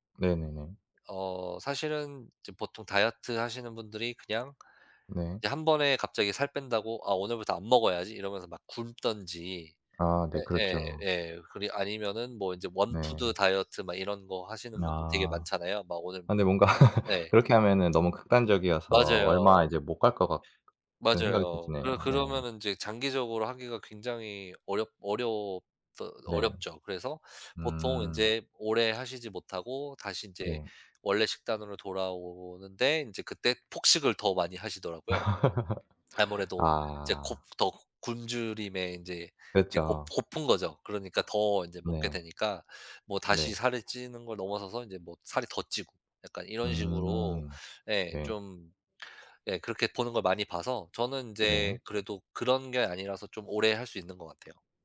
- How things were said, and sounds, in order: tapping; other background noise; laughing while speaking: "뭔가"; laugh
- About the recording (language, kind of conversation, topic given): Korean, podcast, 식단을 꾸준히 지키는 비결은 무엇인가요?